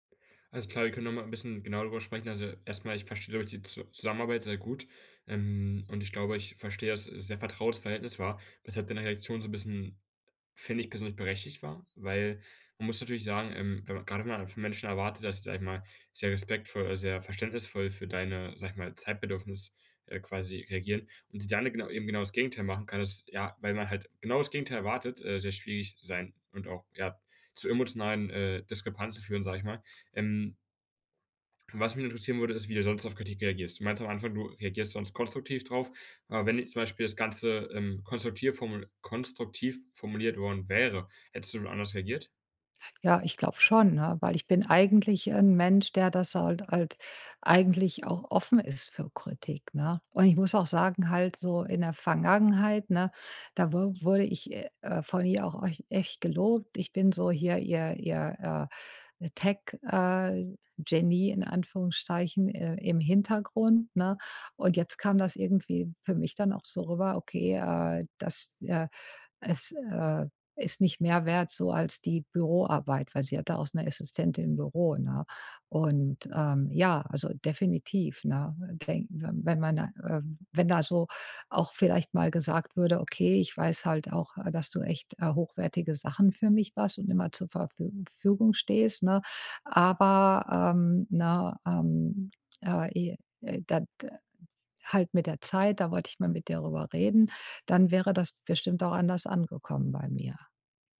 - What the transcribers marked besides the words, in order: none
- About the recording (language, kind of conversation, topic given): German, advice, Wie kann ich Kritik annehmen, ohne sie persönlich zu nehmen?